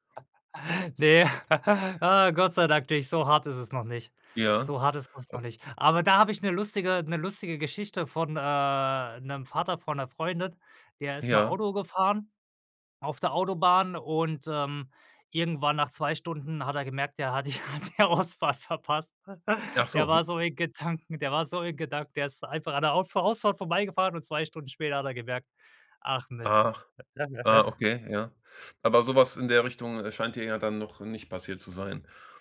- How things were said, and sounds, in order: chuckle; unintelligible speech; other background noise; drawn out: "äh"; laughing while speaking: "hat die, er hat die Ausfahrt verpasst"; laugh; laughing while speaking: "Gedanken"; chuckle
- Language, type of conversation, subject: German, podcast, Woran merkst du, dass dich zu viele Informationen überfordern?